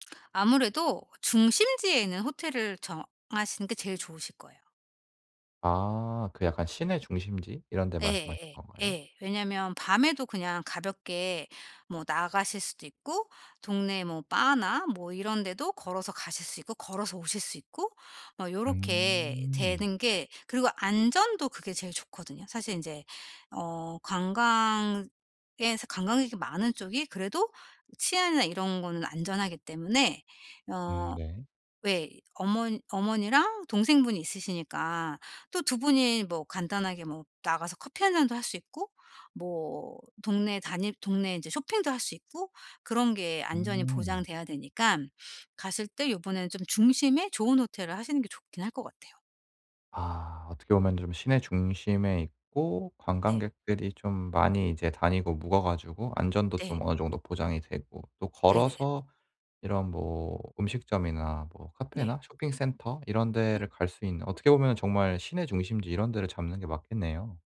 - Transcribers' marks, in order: other background noise
- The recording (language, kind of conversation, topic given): Korean, advice, 여행 예산을 어떻게 세우고 계획을 효율적으로 수립할 수 있을까요?